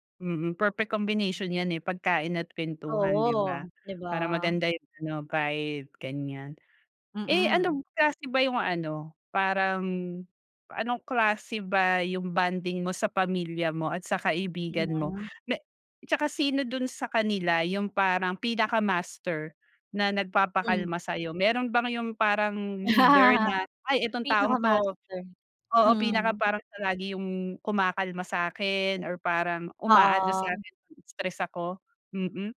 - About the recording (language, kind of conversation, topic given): Filipino, podcast, Paano ka tinutulungan ng pamilya o mga kaibigan mo na makapagpahinga?
- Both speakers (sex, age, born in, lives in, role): female, 35-39, Philippines, Finland, host; female, 35-39, Philippines, Philippines, guest
- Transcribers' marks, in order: other background noise; laugh